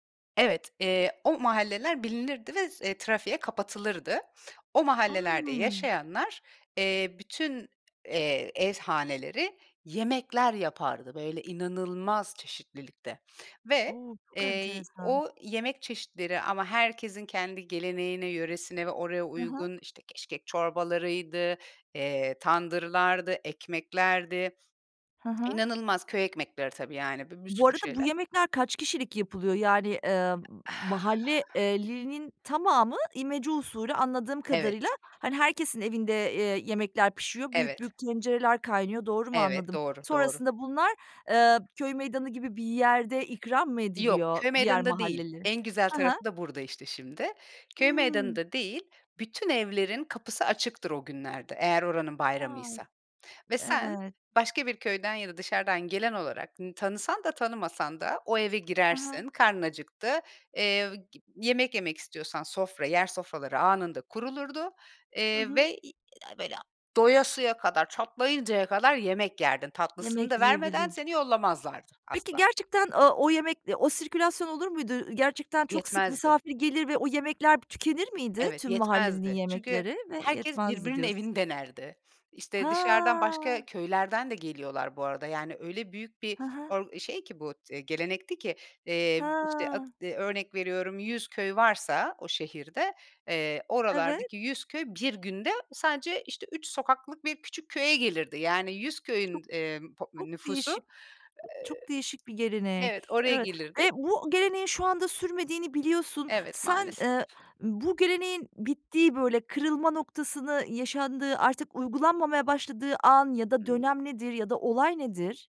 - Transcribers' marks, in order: tapping; other background noise; stressed: "inanılmaz"; tsk; sigh; unintelligible speech; drawn out: "Ha"; drawn out: "Ha"
- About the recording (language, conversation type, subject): Turkish, podcast, Çocukluğunda ailende yapılan en unutulmaz gelenek hangisiydi, anlatır mısın?